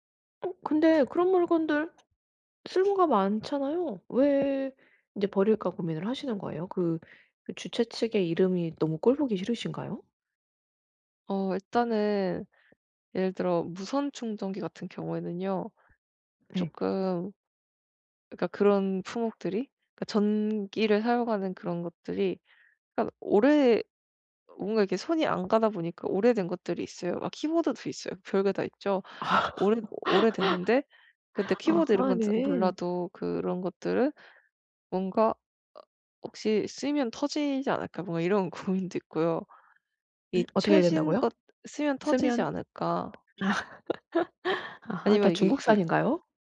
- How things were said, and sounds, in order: tapping; other background noise; laughing while speaking: "아"; laugh; laughing while speaking: "고민도"; laughing while speaking: "아"; laugh
- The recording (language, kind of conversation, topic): Korean, advice, 감정이 담긴 오래된 물건들을 이번에 어떻게 정리하면 좋을까요?